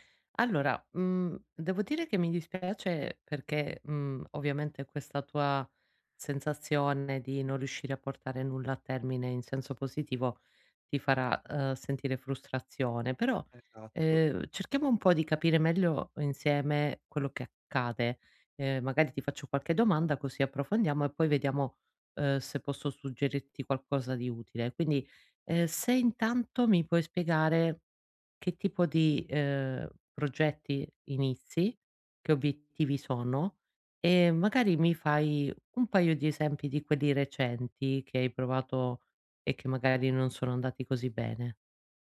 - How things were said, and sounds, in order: none
- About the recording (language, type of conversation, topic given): Italian, advice, Perché faccio fatica a iniziare un nuovo obiettivo personale?